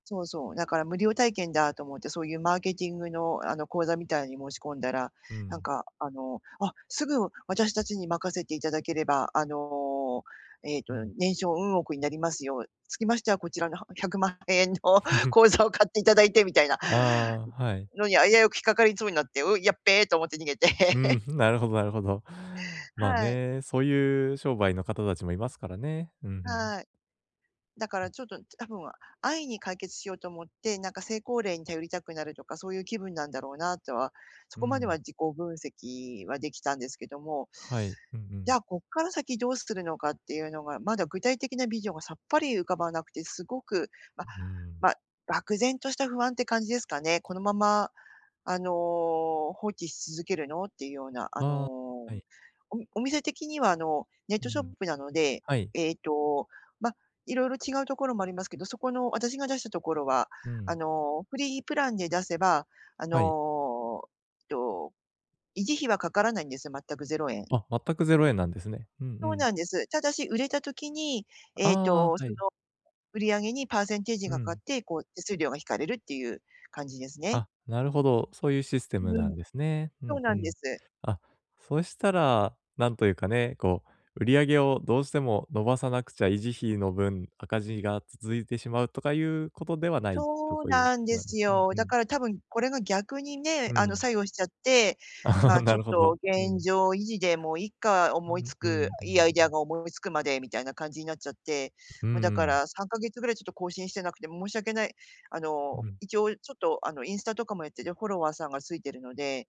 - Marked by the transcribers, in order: laughing while speaking: "ひゃくまんえん の講座を買っていただいてみたいな"; chuckle; other noise; laugh; laugh
- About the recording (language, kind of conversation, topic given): Japanese, advice, この不安は解決すべき問題なのか、それとも単なる心配なのかを見極め、どのように行動計画を立てればよいですか？